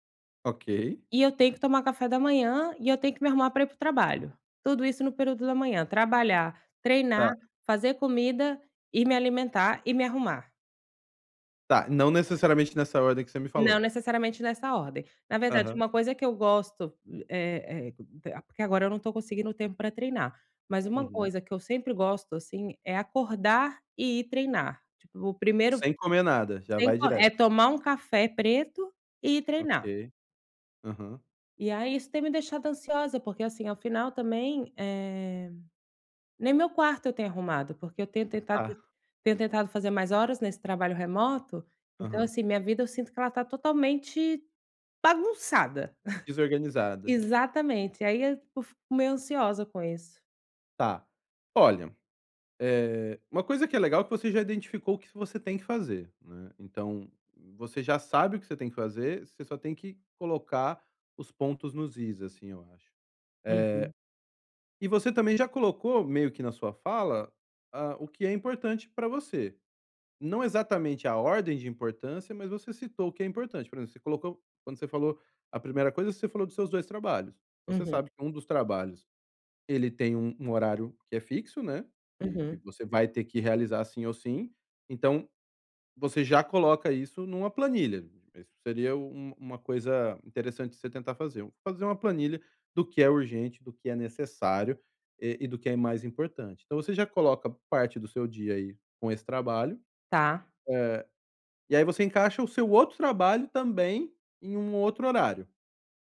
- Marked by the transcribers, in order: tapping; chuckle; other background noise
- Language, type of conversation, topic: Portuguese, advice, Como decido o que fazer primeiro no meu dia?
- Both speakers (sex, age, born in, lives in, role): female, 35-39, Brazil, Spain, user; male, 45-49, Brazil, Spain, advisor